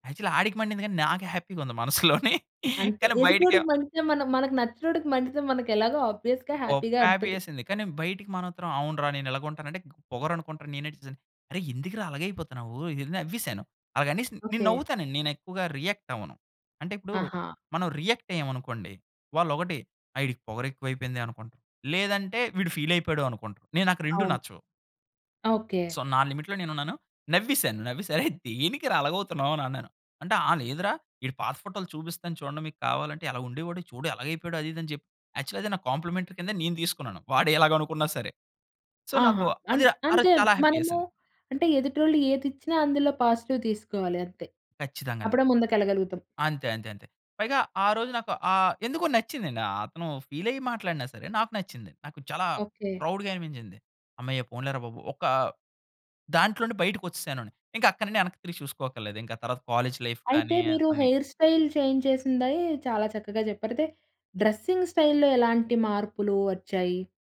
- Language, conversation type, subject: Telugu, podcast, స్టైల్‌లో మార్పు చేసుకున్న తర్వాత మీ ఆత్మవిశ్వాసం పెరిగిన అనుభవాన్ని మీరు చెప్పగలరా?
- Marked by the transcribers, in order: in English: "యాక్చల్లీ"; laughing while speaking: "మనసులోని. కానీ బయటకేమో"; in English: "ఆబ్వియస్‌గా హ్యాపీ‌గా"; in English: "హ్యాపీ"; in English: "సో"; in English: "లిమిట్‌లో"; laughing while speaking: "అరే! దేనికిరా అలాగవుతున్నావనన్నాను"; in English: "కాంప్లిమెంటరీ"; in English: "సో"; in English: "హ్యాపీ"; in English: "పాజిటివ్"; in English: "ప్రౌడుగా"; in English: "కాలేజ్ లైఫ్"; in English: "హెయిర్ స్టైల్ చేంజ్"; in English: "డ్రస్సిం‌గ్ స్టైల్‌లో"